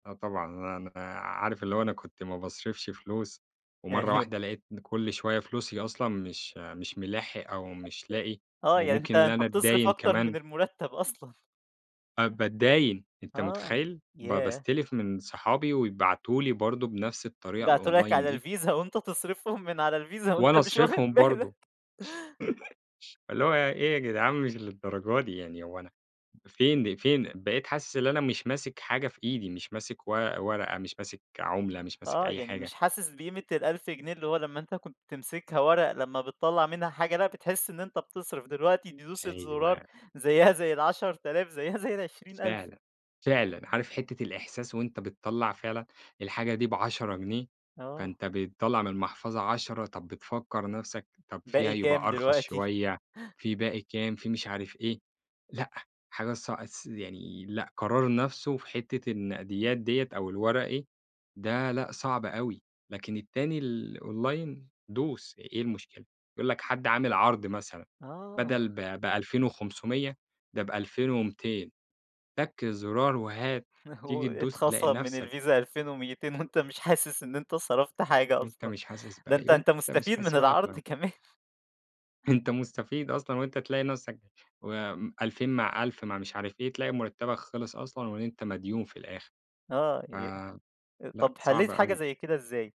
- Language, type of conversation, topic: Arabic, podcast, إيه رأيك في مستقبل الدفع بالكاش مقارنة بالدفع الرقمي؟
- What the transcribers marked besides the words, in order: unintelligible speech; in English: "الonline"; laughing while speaking: "وأنت مش واخِد بالك"; chuckle; in English: "الonline"; chuckle; unintelligible speech